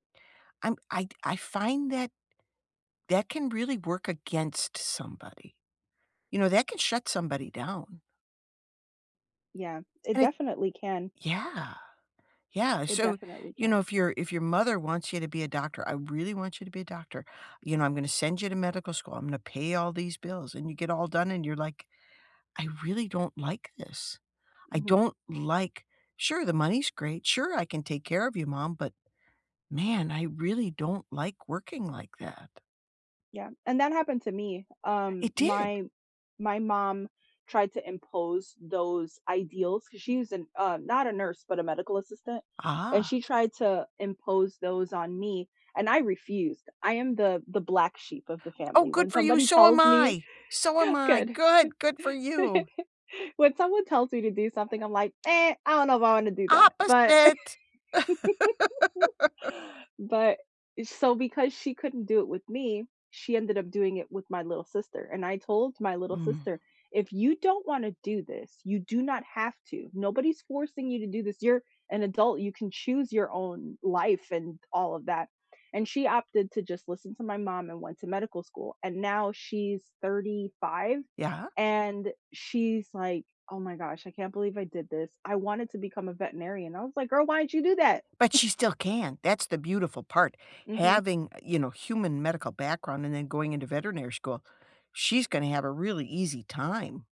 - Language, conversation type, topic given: English, unstructured, What stops most people from reaching their future goals?
- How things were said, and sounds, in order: tapping; joyful: "Oh, good for you! So … Good for you!"; chuckle; laugh; lip smack; laugh; laugh; chuckle